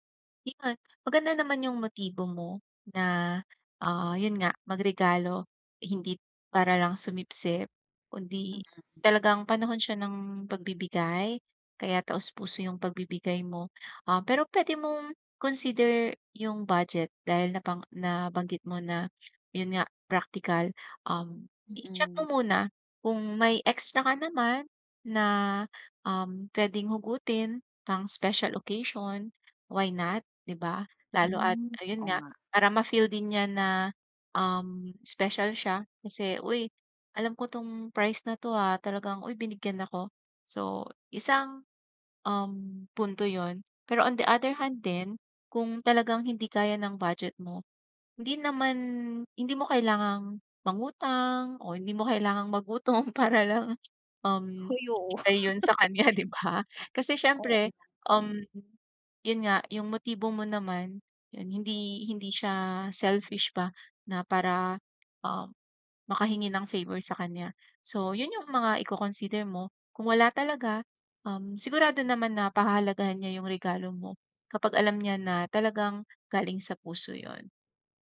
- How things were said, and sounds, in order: other background noise; tapping; laughing while speaking: "para lang"; laughing while speaking: "'di ba?"; laugh
- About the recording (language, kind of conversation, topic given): Filipino, advice, Bakit ako nalilito kapag napakaraming pagpipilian sa pamimili?